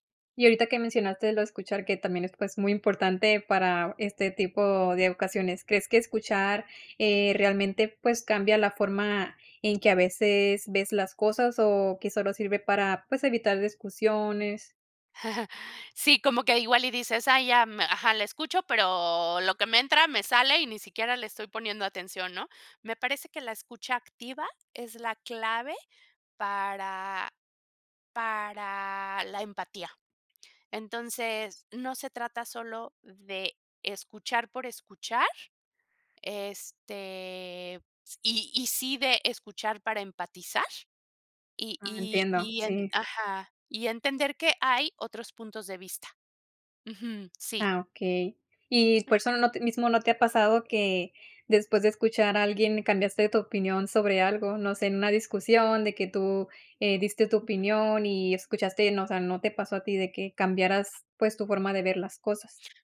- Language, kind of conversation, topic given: Spanish, podcast, ¿Cómo sueles escuchar a alguien que no está de acuerdo contigo?
- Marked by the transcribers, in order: other background noise; chuckle